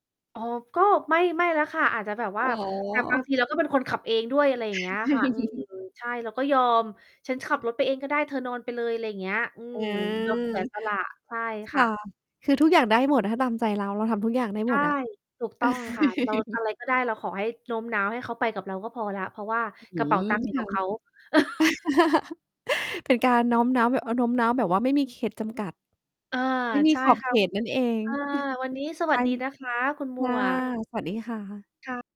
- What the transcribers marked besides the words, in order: distorted speech; laugh; laugh; chuckle; laugh; chuckle
- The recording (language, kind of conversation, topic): Thai, unstructured, คุณเคยต้องโน้มน้าวใครสักคนที่ไม่อยากเปลี่ยนใจไหม?